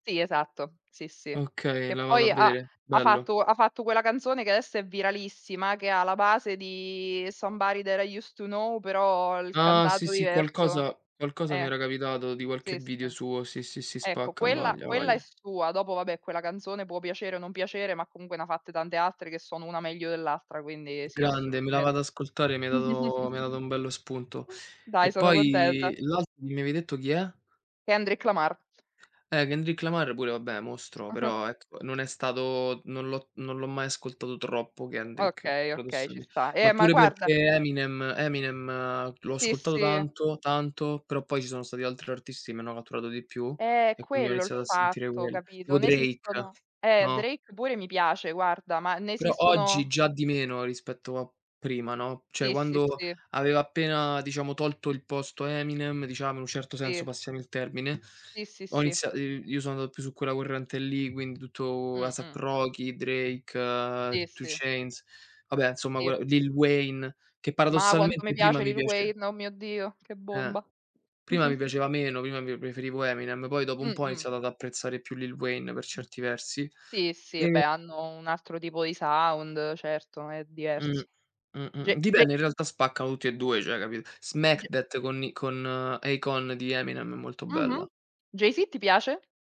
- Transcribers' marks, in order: "cantato" said as "candado"; "comunque" said as "comungue"; chuckle; "contenta" said as "condeda"; chuckle; "cioè" said as "ceh"; tapping; chuckle
- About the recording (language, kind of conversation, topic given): Italian, unstructured, Che tipo di musica ti fa sentire felice?